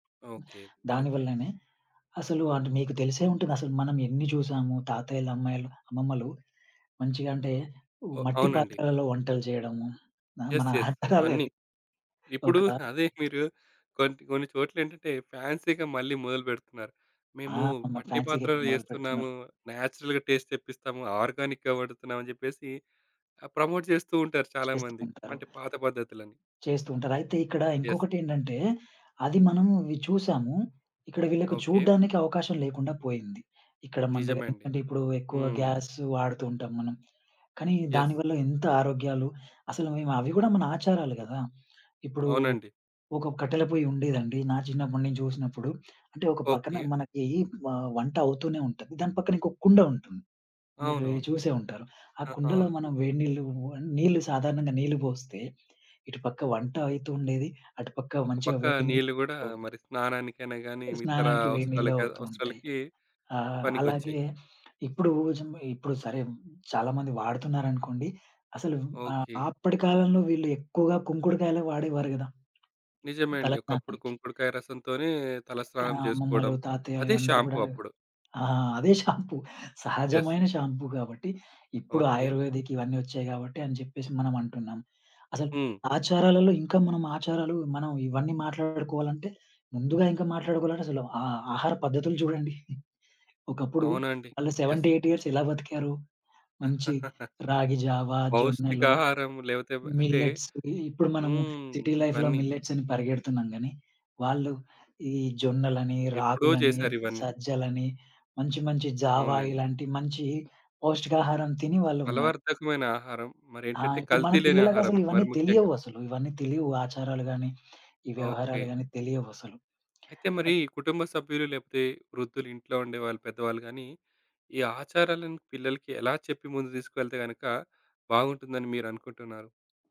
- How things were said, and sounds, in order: in English: "యెస్. యెస్"; laughing while speaking: "మన ఆచారలే అది"; in English: "ఫాన్సీ‌గా"; in English: "ఫాన్సీ‌గా"; in English: "నేచరల్‌గా టేస్ట్"; in English: "ఆర్గానిక్‌గా"; in English: "ప్రమోట్"; other background noise; in English: "యెస్"; in English: "యెస్"; tapping; in English: "షాంపూ"; giggle; in English: "యెస్"; in English: "యెస్"; giggle; in English: "సెవెంటీ ఎయిటీ ఇయర్స్"; chuckle; in English: "మిల్లెట్స్"; in English: "సిటీ లైఫ్‌లో"
- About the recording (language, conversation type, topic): Telugu, podcast, నేటి యువతలో ఆచారాలు మారుతున్నాయా? మీ అనుభవం ఏంటి?